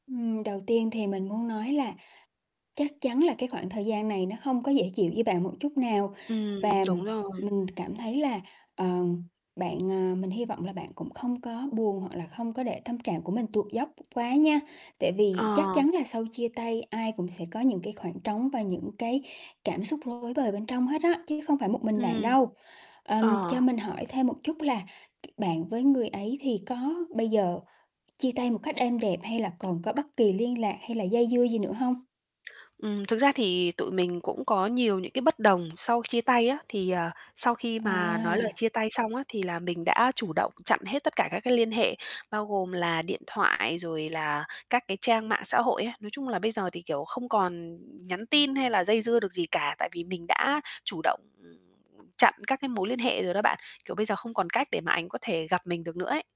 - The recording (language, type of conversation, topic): Vietnamese, advice, Làm sao để vượt qua cảm giác cô đơn sau chia tay và bớt e ngại khi ra ngoài hẹn hò?
- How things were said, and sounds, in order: other background noise; tapping; distorted speech; other noise